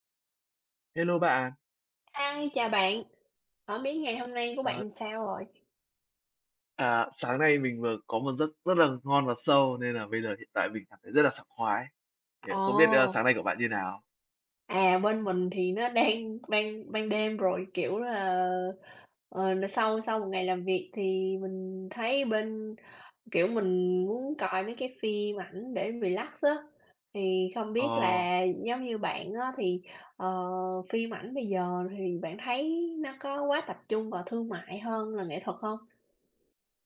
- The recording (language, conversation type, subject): Vietnamese, unstructured, Phim ảnh ngày nay có phải đang quá tập trung vào yếu tố thương mại hơn là giá trị nghệ thuật không?
- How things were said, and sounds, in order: tapping; laughing while speaking: "đang"; in English: "relax"